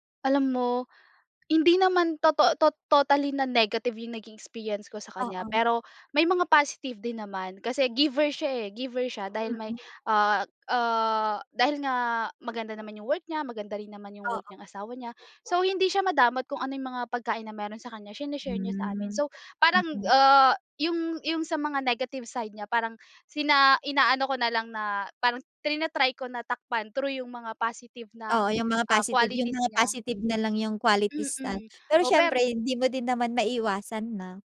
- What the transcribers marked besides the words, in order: none
- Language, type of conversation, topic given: Filipino, podcast, Sino ang pinaka-maimpluwensyang guro mo, at bakit?